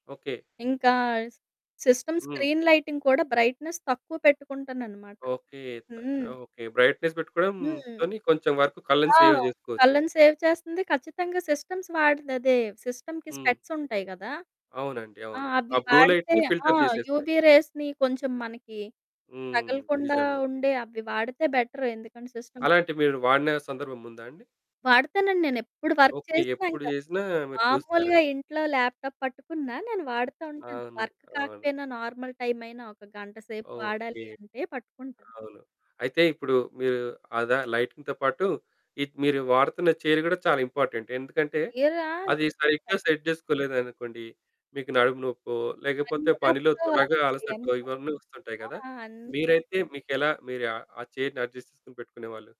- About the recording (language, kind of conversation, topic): Telugu, podcast, మీ ఇంట్లో పనికి సరిపోయే స్థలాన్ని మీరు శ్రద్ధగా ఎలా సర్దుబాటు చేసుకుంటారు?
- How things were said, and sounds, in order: in English: "సిస్టమ్ స్క్రీన్ లైటింగ్"; in English: "బ్రైట్నెస్"; static; in English: "బ్రైట్నెస్"; in English: "సేవ్"; in English: "సేవ్"; in English: "సిస్టమ్స్"; in English: "సిస్టమ్‌కి స్పెక్ట్స్"; other background noise; in English: "బ్లూ లైట్‌ని ఫిల్టర్"; in English: "యువీ రేస్‌ని"; in English: "బెటర్"; in English: "సిస్టమ్"; in English: "వర్క్"; in English: "ల్యాప్టాప్"; in English: "వర్క్"; in English: "నార్మల్ టైమ్"; in English: "లైటింగ్‌తో"; in English: "చైర్"; in English: "ఇంపార్టెంట్"; in English: "సెట్"; background speech; in English: "చైర్‌ని అడ్జస్ట్"